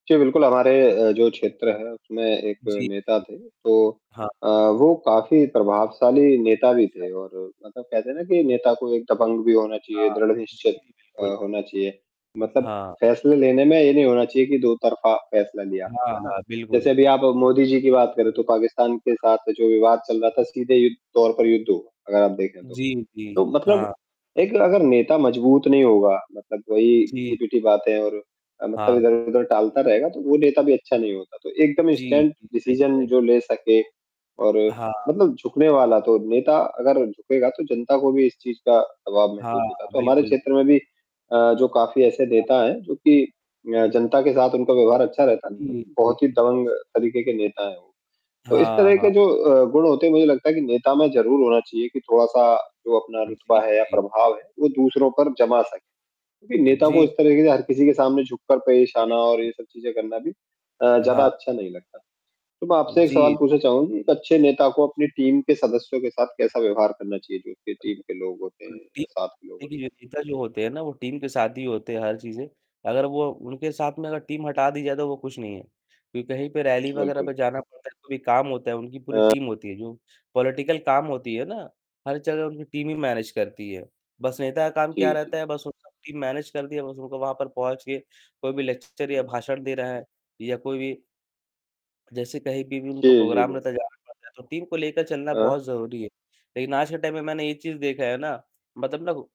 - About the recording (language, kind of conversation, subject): Hindi, unstructured, आपके हिसाब से एक अच्छे नेता में कौन-कौन से गुण होने चाहिए?
- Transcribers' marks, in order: distorted speech; static; mechanical hum; in English: "स्टैंड डिसीज़न"; in English: "टीम"; in English: "टीम"; unintelligible speech; in English: "टीम"; in English: "टीम"; tapping; in English: "टीम"; in English: "पॉलिटिकल"; in English: "टीम"; in English: "मैनेज"; in English: "टीम मैनेज"; in English: "लेक्चर"; in English: "प्रोग्राम"; in English: "टीम"; in English: "टाइम"; other background noise